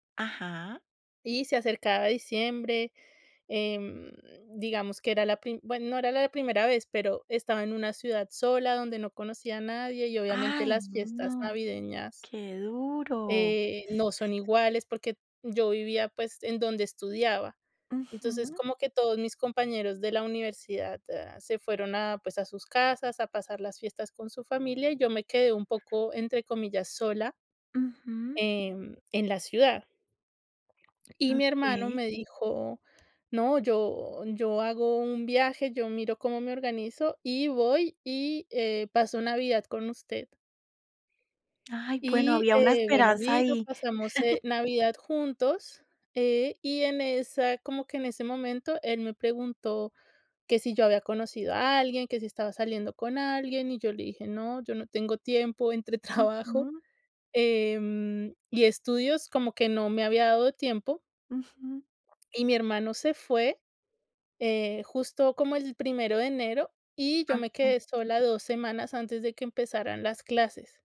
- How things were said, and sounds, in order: swallow; chuckle; laughing while speaking: "trabajo"; swallow
- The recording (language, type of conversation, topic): Spanish, podcast, ¿Has conocido por accidente a alguien que se volvió clave en tu vida?
- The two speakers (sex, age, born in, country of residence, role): female, 35-39, Colombia, France, guest; female, 50-54, Colombia, Italy, host